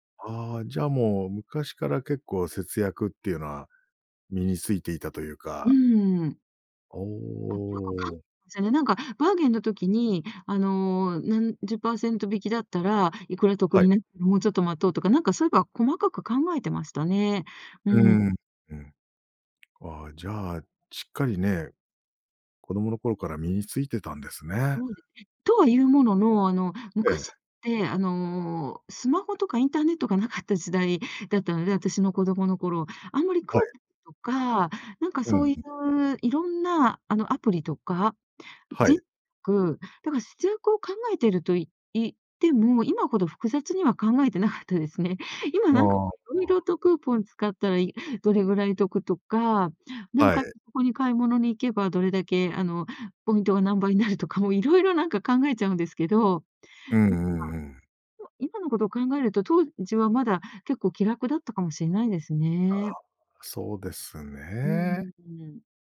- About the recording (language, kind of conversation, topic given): Japanese, podcast, 今のうちに節約する派？それとも今楽しむ派？
- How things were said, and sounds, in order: tapping; unintelligible speech